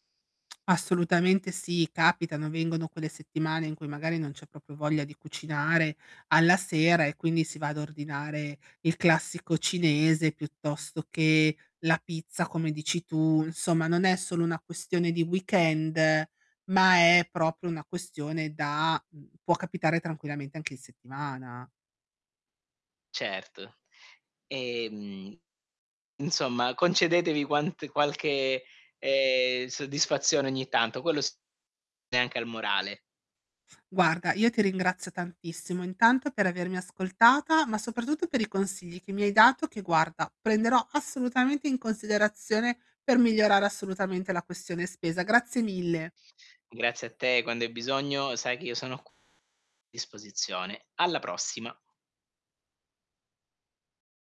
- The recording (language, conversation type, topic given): Italian, advice, Come posso fare la spesa in modo intelligente con un budget molto limitato?
- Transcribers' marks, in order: tapping; in English: "weekend"; drawn out: "Ehm"; drawn out: "ehm"; distorted speech; mechanical hum